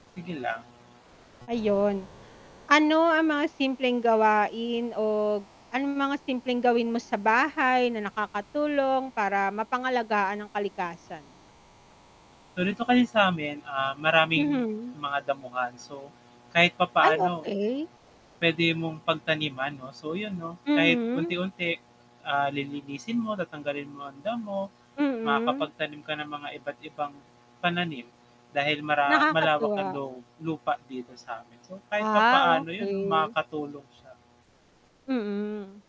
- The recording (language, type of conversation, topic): Filipino, unstructured, Ano ang ginagawa mo araw-araw para makatulong sa pangangalaga ng kalikasan?
- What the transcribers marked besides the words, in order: mechanical hum